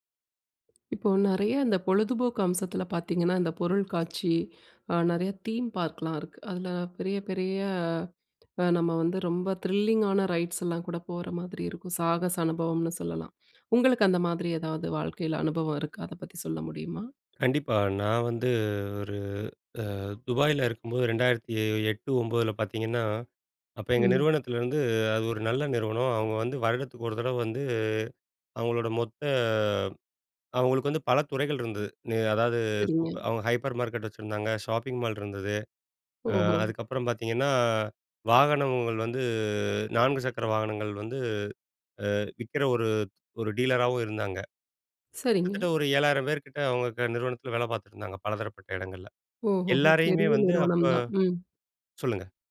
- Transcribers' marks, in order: tapping; other background noise; in English: "ரைட்ஸ்"; other noise; in English: "ஹைப்பர்"; in English: "ஷாப்பிங் மால்"
- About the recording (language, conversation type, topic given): Tamil, podcast, ஒரு பெரிய சாகச அனுபவம் குறித்து பகிர முடியுமா?